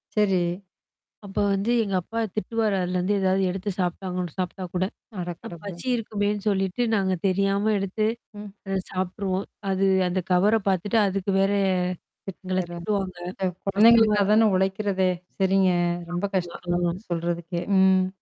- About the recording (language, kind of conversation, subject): Tamil, podcast, உங்கள் சிறுவயது நினைவுகளில் முக்கியமான ஒரு சம்பவத்தைப் பற்றி சொல்ல முடியுமா?
- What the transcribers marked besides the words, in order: static; distorted speech; unintelligible speech